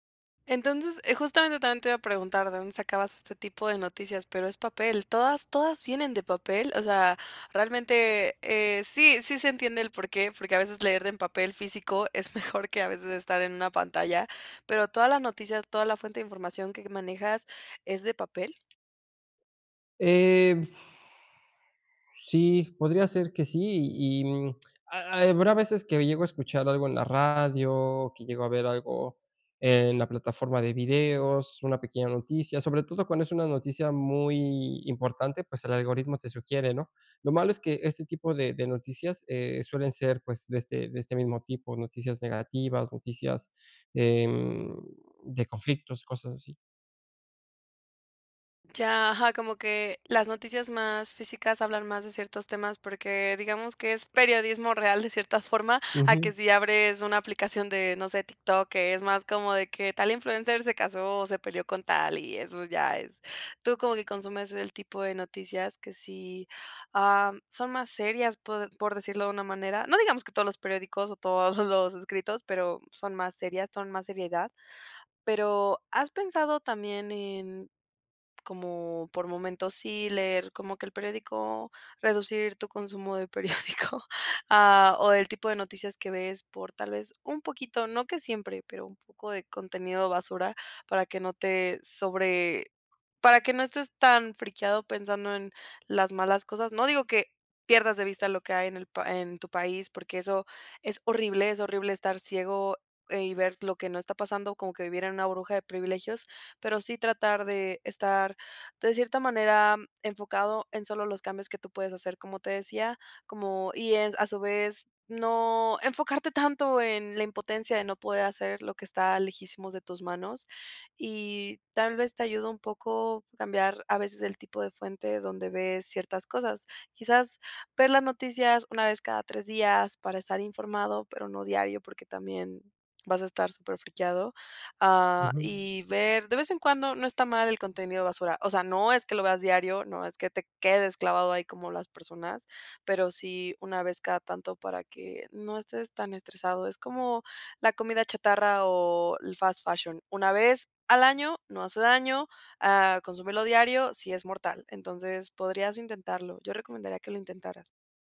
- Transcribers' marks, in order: laughing while speaking: "mejor"; other background noise; drawn out: "em"; laughing while speaking: "real"; laughing while speaking: "los"; laughing while speaking: "periódico"; laughing while speaking: "enfocarte"; in English: "fast fashion"
- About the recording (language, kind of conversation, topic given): Spanish, advice, ¿Cómo puedo manejar la sobrecarga de información de noticias y redes sociales?